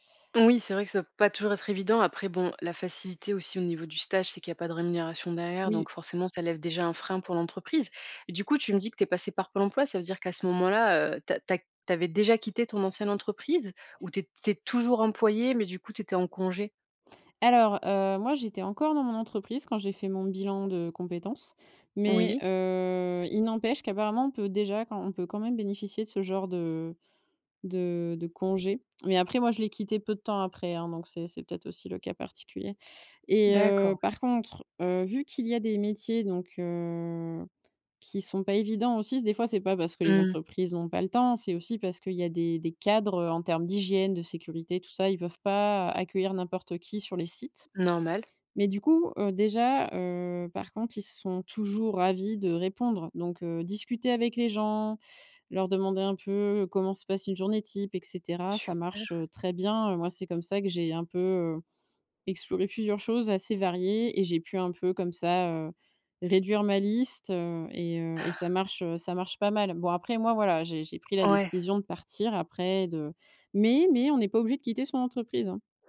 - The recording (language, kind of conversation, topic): French, podcast, Comment peut-on tester une idée de reconversion sans tout quitter ?
- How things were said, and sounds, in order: stressed: "cadres"; chuckle